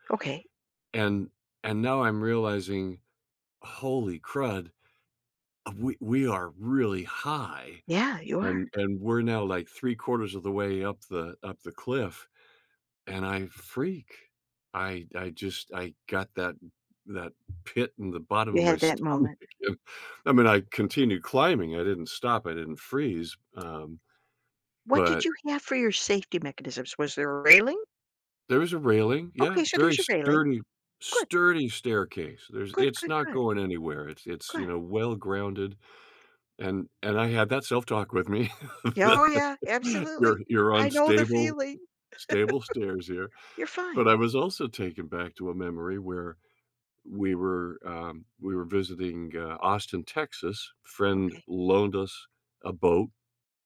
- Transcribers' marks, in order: tapping; laughing while speaking: "stomach"; laugh; laugh
- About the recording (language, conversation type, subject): English, unstructured, How do I notice and shift a small belief that's limiting me?